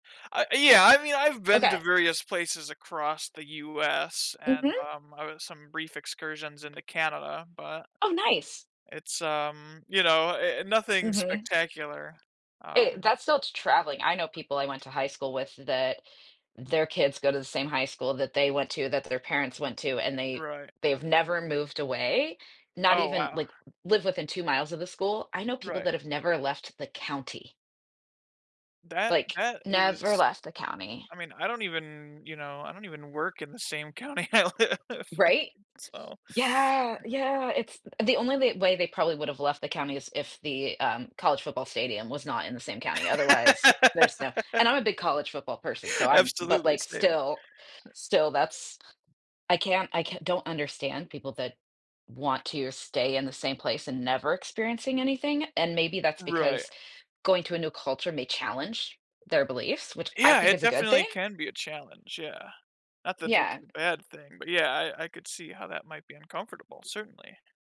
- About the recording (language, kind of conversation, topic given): English, unstructured, How do you balance the desire to experience new cultures with the importance of nurturing close relationships?
- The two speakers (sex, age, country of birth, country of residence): female, 45-49, United States, United States; male, 25-29, United States, United States
- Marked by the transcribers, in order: tapping; other background noise; laughing while speaking: "I live in"; laugh